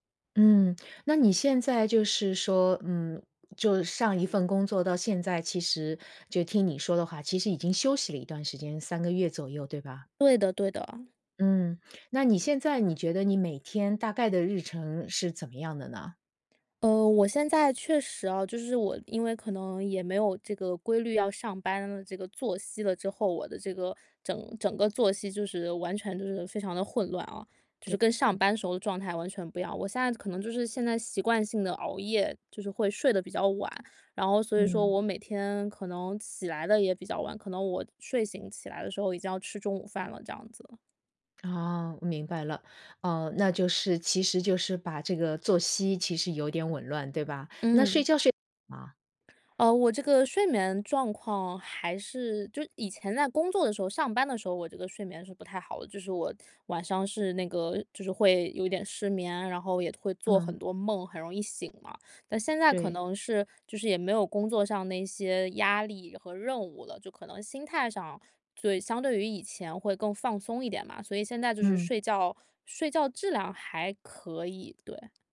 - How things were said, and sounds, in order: none
- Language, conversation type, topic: Chinese, advice, 我怎样分辨自己是真正需要休息，还是只是在拖延？